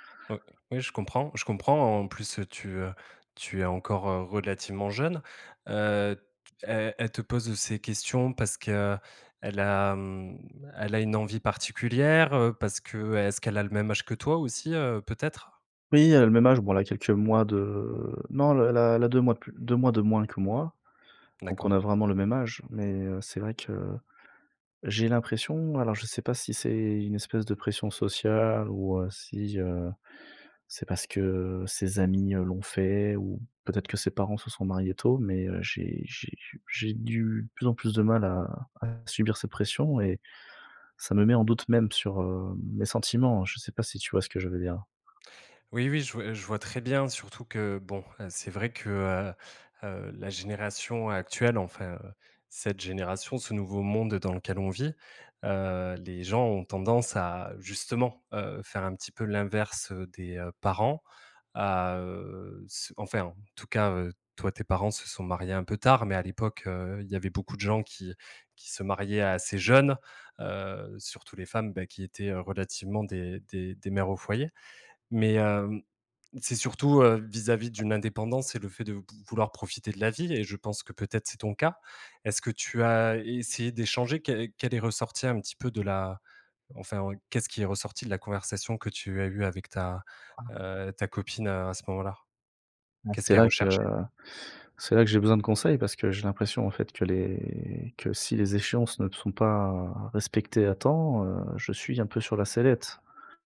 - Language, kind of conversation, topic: French, advice, Ressentez-vous une pression sociale à vous marier avant un certain âge ?
- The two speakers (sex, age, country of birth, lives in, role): male, 30-34, France, France, advisor; male, 30-34, France, France, user
- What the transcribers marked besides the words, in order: tapping; unintelligible speech; other noise